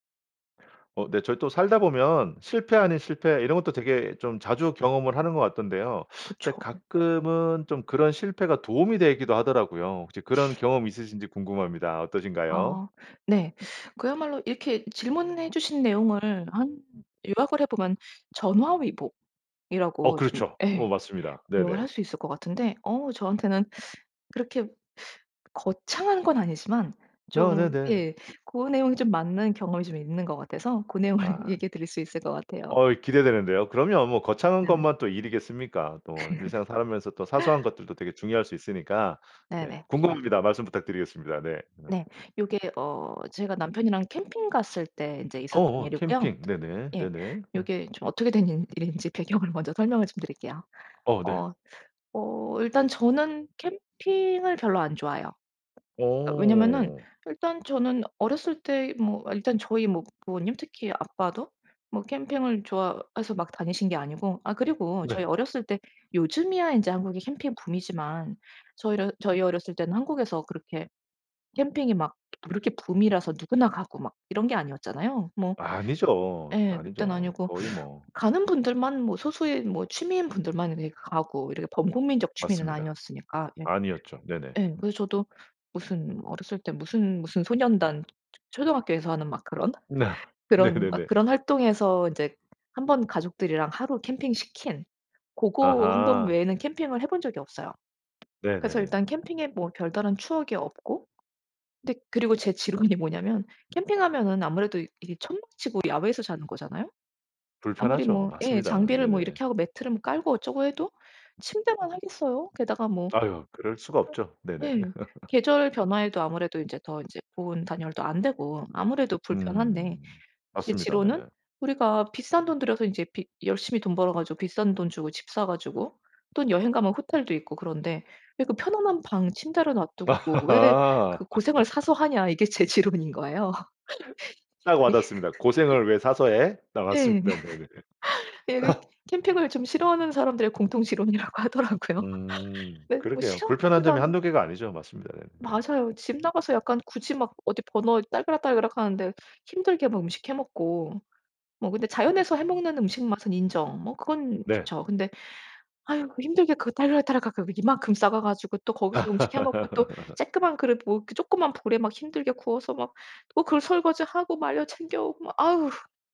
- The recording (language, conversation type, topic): Korean, podcast, 예상치 못한 실패가 오히려 도움이 된 경험이 있으신가요?
- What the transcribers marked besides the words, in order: other background noise; laughing while speaking: "내용을"; laugh; tapping; laugh; laugh; laugh; laughing while speaking: "지론인"; laugh; laughing while speaking: "예"; laugh; laughing while speaking: "예"; laugh; laughing while speaking: "네네"; laugh; cough; laughing while speaking: "지론이라고 하더라고요"; laugh; laugh